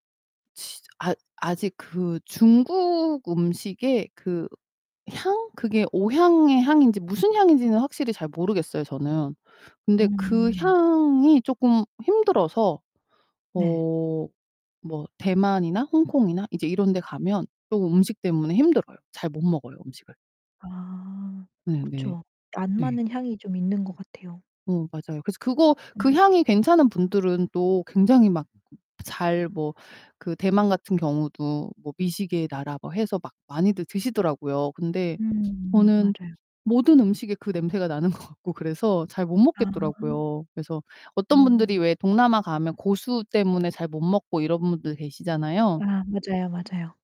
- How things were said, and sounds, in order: other background noise; laughing while speaking: "나는 것 같고"
- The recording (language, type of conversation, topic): Korean, podcast, 여행 중에 음식을 계기로 누군가와 친해진 경험을 들려주실 수 있나요?